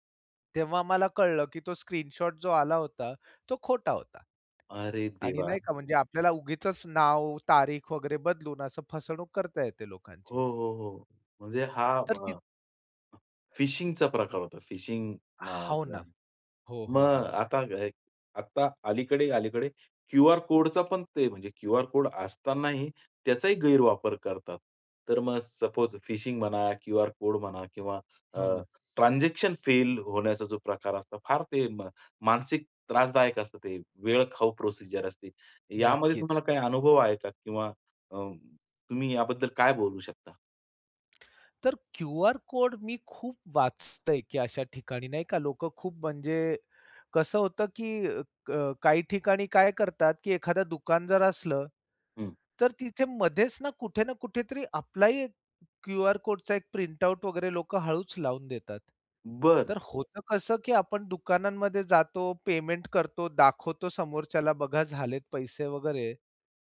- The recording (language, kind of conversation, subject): Marathi, podcast, डिजिटल पेमेंट्स वापरताना तुम्हाला कशाची काळजी वाटते?
- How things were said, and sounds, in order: tapping; other background noise; in English: "ट्रान्झॅक्शन फेल"; in English: "प्रोसिजर"; "वाचतोय" said as "वाचतंय"